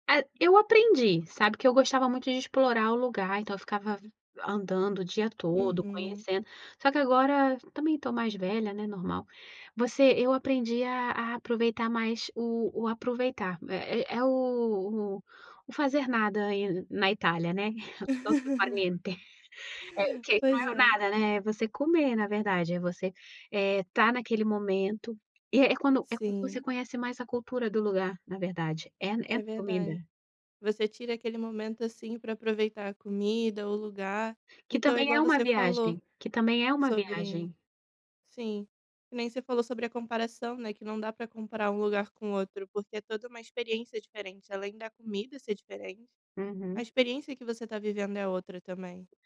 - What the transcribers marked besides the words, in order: in Italian: "dolce far niente"; chuckle
- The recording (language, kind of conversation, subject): Portuguese, podcast, Qual foi a melhor comida que você experimentou viajando?